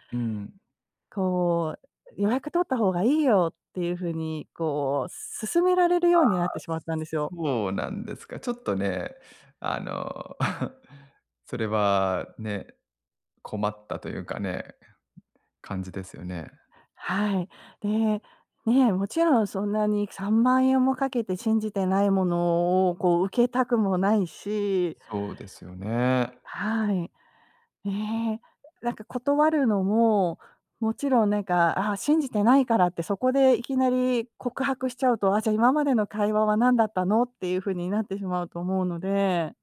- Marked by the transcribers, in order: chuckle
- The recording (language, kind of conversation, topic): Japanese, advice, 友人の行動が個人的な境界を越えていると感じたとき、どうすればよいですか？